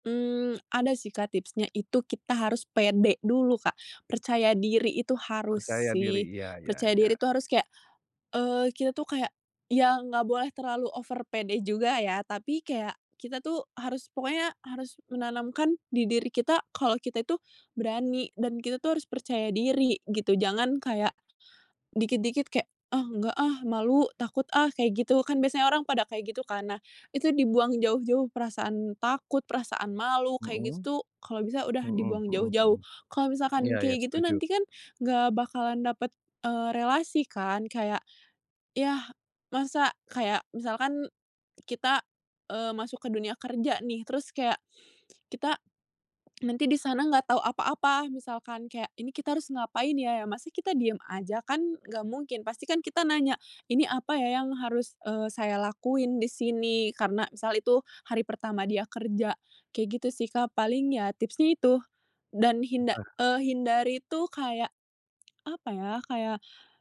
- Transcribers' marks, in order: in English: "over"
- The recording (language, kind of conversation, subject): Indonesian, podcast, Bagaimana cara kamu memulai percakapan dengan orang baru?